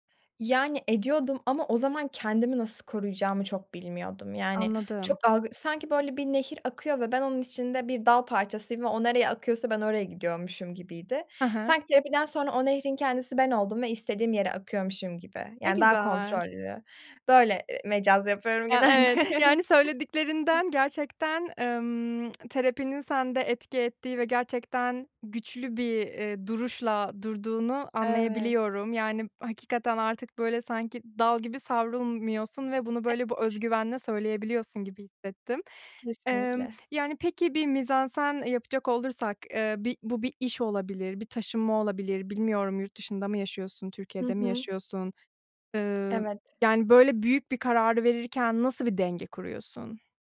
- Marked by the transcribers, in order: drawn out: "güzel"; joyful: "Ya, evet yani söylediklerinden gerçekten"; laughing while speaking: "mecaz yapıyorum genelde"; chuckle; other noise; lip smack; unintelligible speech; other background noise
- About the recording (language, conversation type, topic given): Turkish, podcast, Bir karar verirken içgüdüne mi yoksa mantığına mı daha çok güvenirsin?